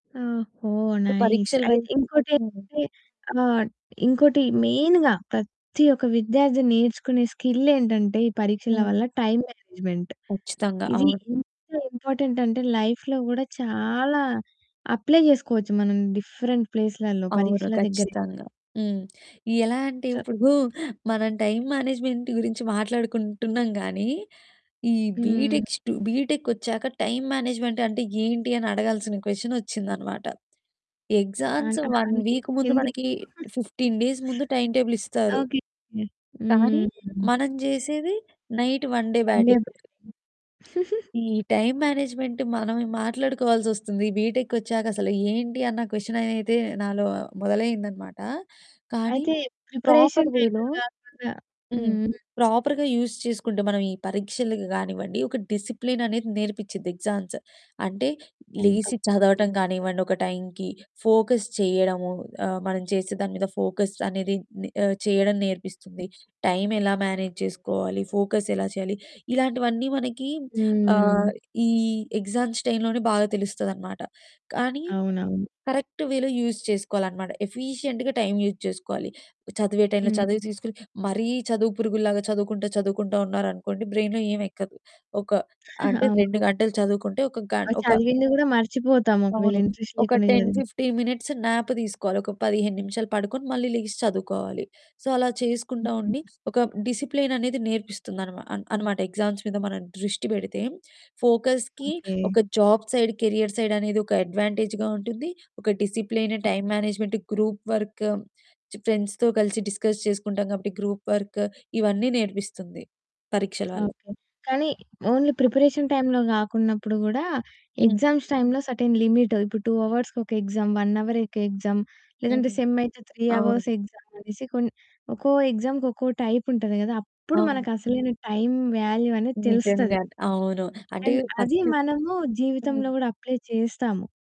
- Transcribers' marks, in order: in English: "నైస్"; tapping; distorted speech; in English: "మెయిన్‌గా"; in English: "స్కిల్"; in English: "టైమ్ మేనేజ్మెంట్"; in English: "ఇంపార్టెంట్"; in English: "లైఫ్‌లో"; in English: "అప్లై"; in English: "డిఫరెంట్"; in English: "టైమ్ మేనేజ్మెంట్"; in English: "బీటెక్"; in English: "బీటెక్"; in English: "టైమ్ మేనేజ్మెంట్"; in English: "క్వెషన్"; in English: "ఎగ్జామ్స్ వన్ వీక్"; in English: "ఫిఫ్టీన్ డేస్"; giggle; in English: "టైమ్ టేబుల్"; in English: "నైట్ వన్ డే బ్యాటింగ్"; unintelligible speech; chuckle; in English: "టైమ్ మేనేజ్మెంట్"; in English: "క్వెషన్"; in English: "ప్రాపర్ వేలో"; in English: "ప్రిపరేషన్ టైమ్‌లో"; in English: "ప్రాపర్‌గా యూస్"; in English: "డిసిప్లిన్"; in English: "ఎగ్జామ్స్"; other background noise; in English: "ఫోకస్"; in English: "ఫోకస్"; in English: "మేనేజ్"; in English: "ఫోకస్"; in English: "ఎగ్జామ్స్"; in English: "కరెక్ట్ వేలో యూజ్"; in English: "ఎఫీషియంట్‌గా"; in English: "యూజ్"; in English: "బ్రెయిన్‌లో"; chuckle; in English: "ఇంట్రెస్ట్"; in English: "టెన్ ఫిఫ్టీన్ మినిట్స్ న్యాప్"; in English: "సో"; in English: "డిసిప్లిన్"; in English: "ఎగ్జామ్స్"; in English: "ఫోకస్‌కి"; in English: "జాబ్ సైడ్, కెరియర్ సైడ్"; in English: "అడ్వాంటేజ్‌గా"; in English: "డిసిప్లిన్, టైమ్ మేనేజ్మెంట్, గ్రూప్ వర్క్, చ్ ఫ్రెండ్స్‌తో"; in English: "డిస్కస్"; in English: "గ్రూప్ వర్క్"; in English: "ఓన్లీ ప్రిపరేషన్ టైమ్‌లో"; in English: "ఎగ్జామ్స్ టైమ్‌లో సెర్టైన్ లిమిట్"; in English: "టూ అవర్స్‌కి"; in English: "ఎక్సామ్, వన్ హవర్"; in English: "ఎక్సామ్"; in English: "సెమ్"; in English: "త్రీ హవర్స్ ఎక్సామ్"; in English: "ఎక్సామ్‌కి"; in English: "టైప్"; in English: "వాల్యూ"; in English: "అండ్"; in English: "ఫస్ట్"; in English: "అప్లై"
- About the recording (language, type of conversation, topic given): Telugu, podcast, పరీక్షలపై ఎక్కువగా దృష్టి పెట్టడం వల్ల కలిగే ప్రయోజనాలు, నష్టాలు ఏమిటని మీరు భావిస్తున్నారు?